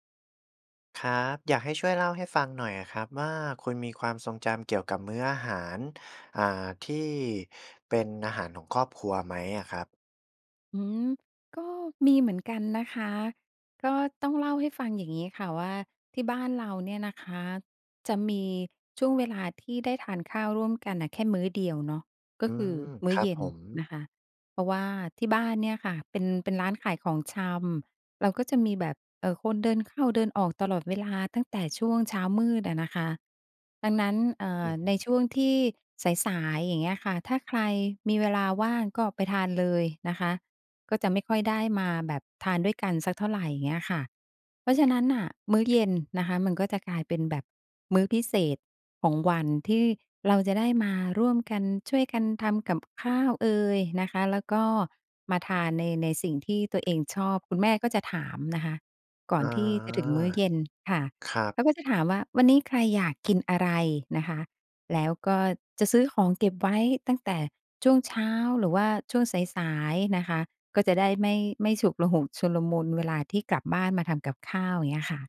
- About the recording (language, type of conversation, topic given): Thai, podcast, คุณมีความทรงจำเกี่ยวกับมื้ออาหารของครอบครัวที่ประทับใจบ้างไหม?
- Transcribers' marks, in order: none